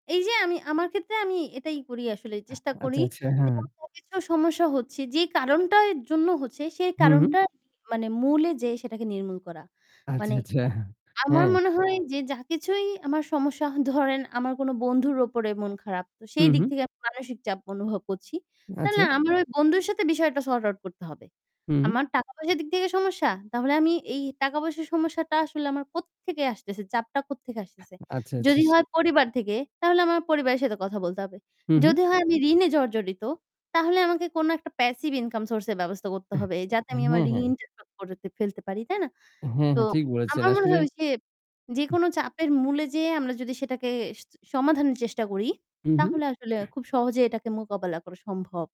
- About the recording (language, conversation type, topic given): Bengali, unstructured, কখনো মানসিক চাপ অনুভব করলে আপনি কীভাবে তা মোকাবিলা করেন?
- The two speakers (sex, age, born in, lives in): female, 20-24, Bangladesh, Bangladesh; male, 40-44, Bangladesh, Bangladesh
- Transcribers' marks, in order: distorted speech; other background noise; in English: "প্যাসিভ"; other noise; throat clearing